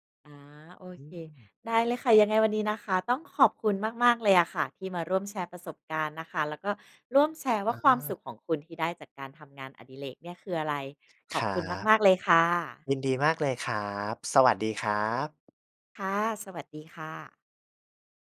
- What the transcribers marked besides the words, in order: none
- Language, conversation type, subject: Thai, podcast, อะไรคือความสุขเล็กๆ ที่คุณได้จากการเล่นหรือการสร้างสรรค์ผลงานของคุณ?